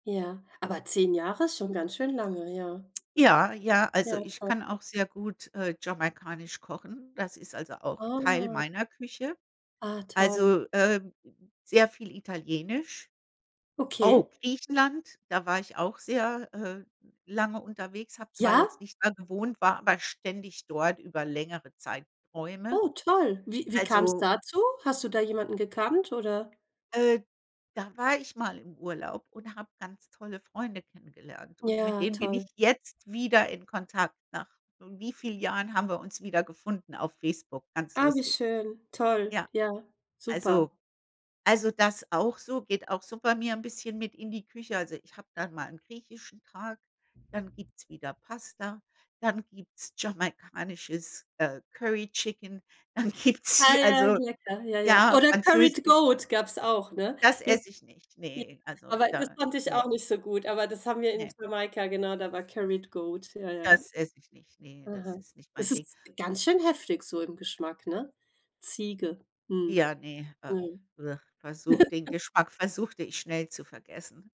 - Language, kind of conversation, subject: German, unstructured, Was bedeutet Kultur für dich in deinem Alltag?
- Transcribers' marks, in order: drawn out: "Ah"; other noise; surprised: "Ja?"; surprised: "Oh toll, wie wie kam's dazu?"; tapping; laughing while speaking: "dann gibt's"; stressed: "heftig"; disgusted: "Ja, ne, äh"; scoff; laugh